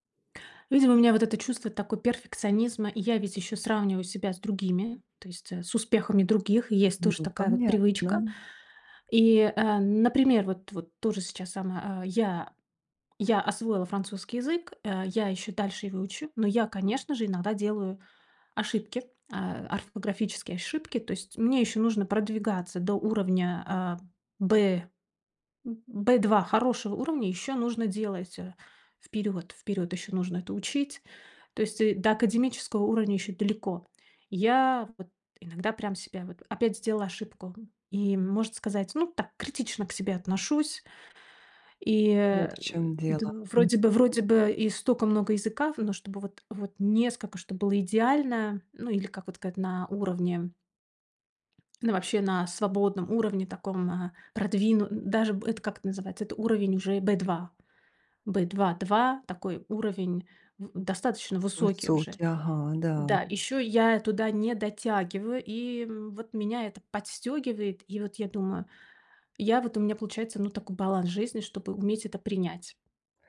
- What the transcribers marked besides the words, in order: tapping
- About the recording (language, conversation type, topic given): Russian, advice, Как мне лучше принять и использовать свои таланты и навыки?